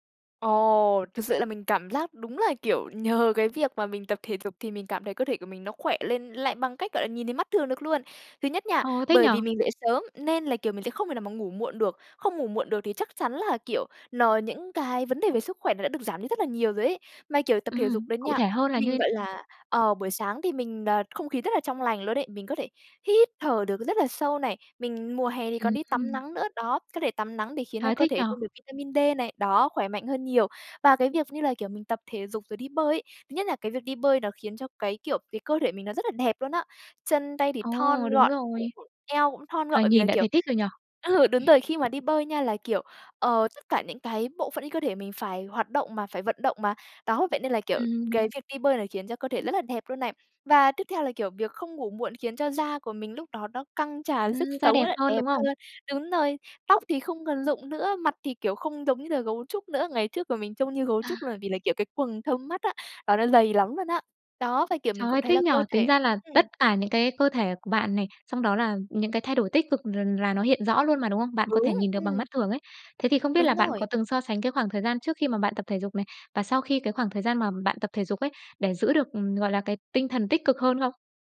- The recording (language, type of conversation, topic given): Vietnamese, podcast, Bạn duy trì việc tập thể dục thường xuyên bằng cách nào?
- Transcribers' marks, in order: other background noise; unintelligible speech; chuckle